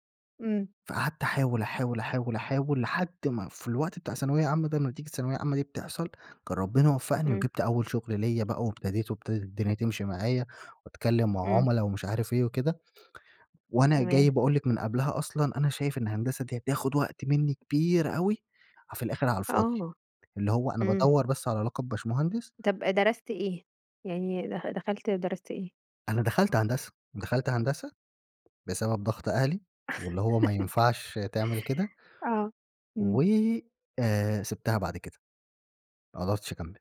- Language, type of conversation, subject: Arabic, podcast, إزاي بتتعامل مع ضغط العيلة على قراراتك؟
- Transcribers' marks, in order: tapping; laugh